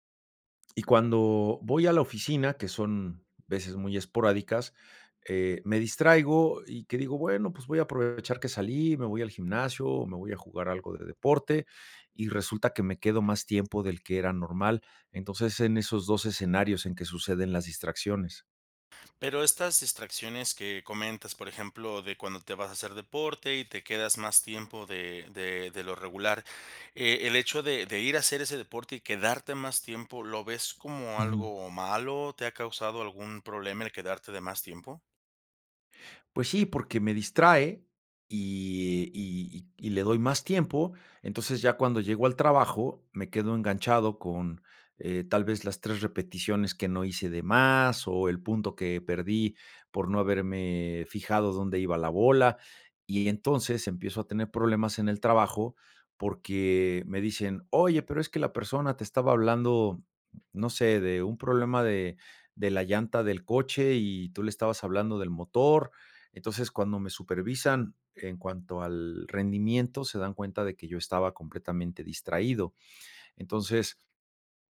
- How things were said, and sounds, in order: other background noise; tapping
- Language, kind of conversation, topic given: Spanish, advice, ¿Qué distracciones frecuentes te impiden concentrarte en el trabajo?